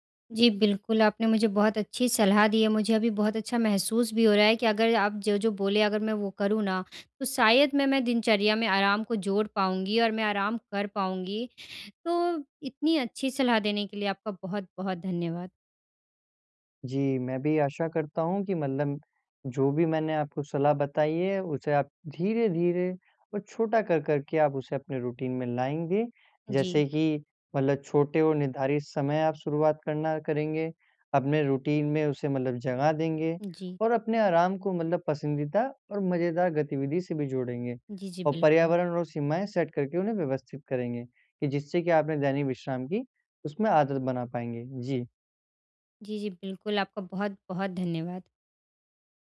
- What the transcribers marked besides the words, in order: in English: "रूटीन"; in English: "रूटीन"; in English: "सेट"; tapping
- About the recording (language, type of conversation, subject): Hindi, advice, मैं रोज़ाना आराम के लिए समय कैसे निकालूँ और इसे आदत कैसे बनाऊँ?